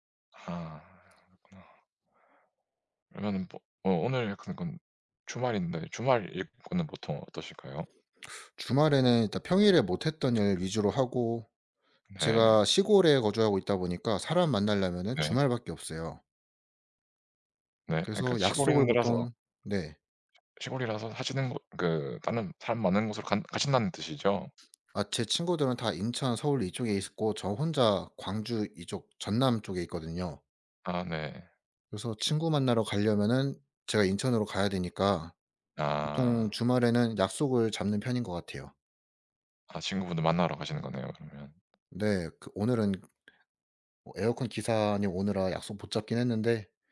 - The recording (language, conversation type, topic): Korean, unstructured, 오늘 하루는 보통 어떻게 시작하세요?
- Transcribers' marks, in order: other background noise; tapping